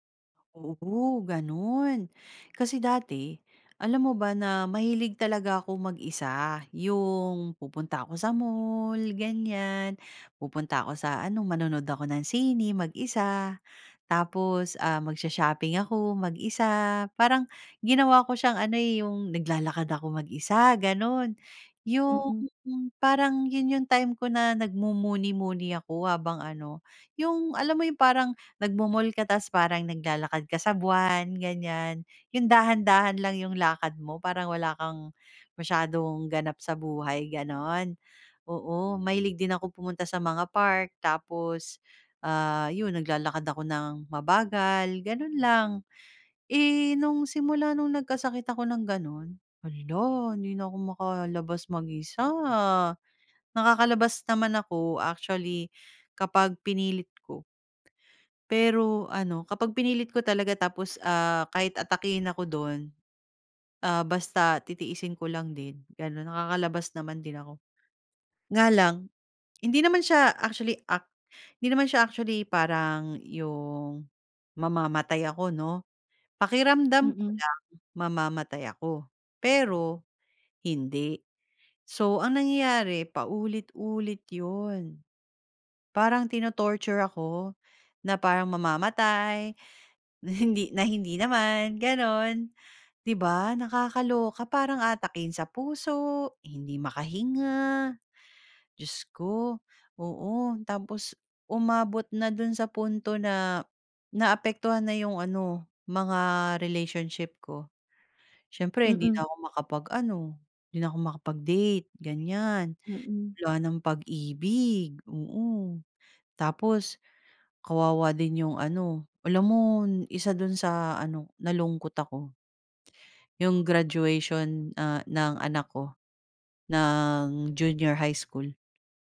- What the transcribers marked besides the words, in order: other background noise; tapping
- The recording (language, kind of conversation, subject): Filipino, podcast, Ano ang pinakamalaking pagbabago na hinarap mo sa buhay mo?